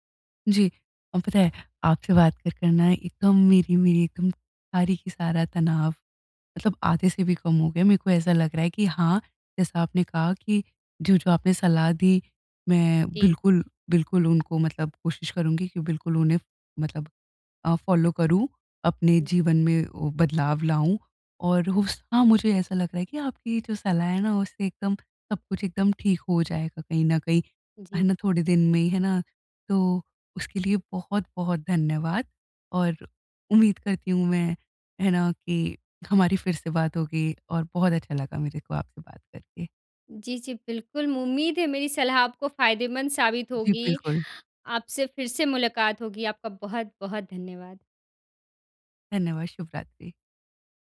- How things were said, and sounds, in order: in English: "फ़ॉलो"; "उम्मीद" said as "मुम्मीद"
- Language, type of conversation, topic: Hindi, advice, अजनबीपन से जुड़ाव की यात्रा